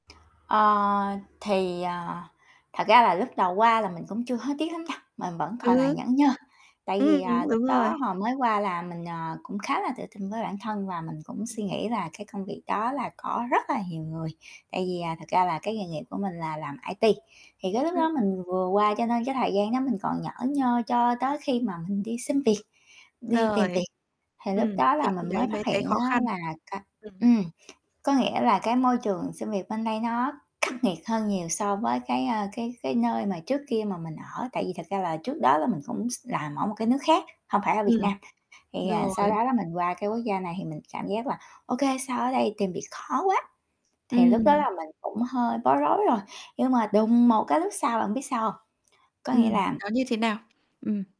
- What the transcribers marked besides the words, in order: tapping; other background noise; distorted speech
- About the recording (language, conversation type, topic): Vietnamese, podcast, Bạn đối diện với những điều mình hối tiếc như thế nào?